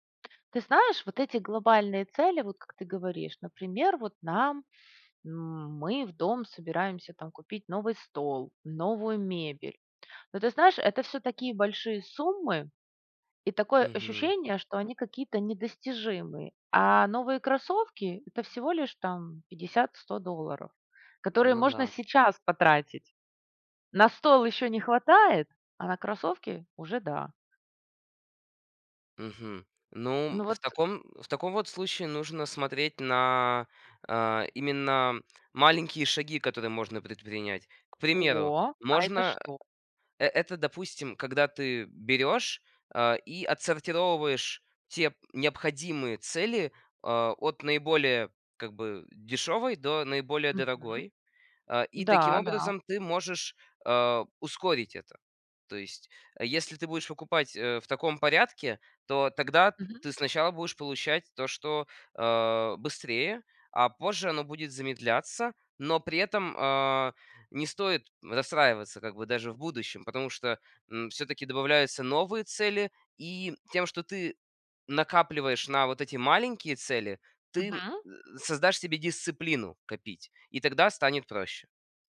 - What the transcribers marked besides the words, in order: other noise
- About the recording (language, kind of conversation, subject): Russian, advice, Что вас тянет тратить сбережения на развлечения?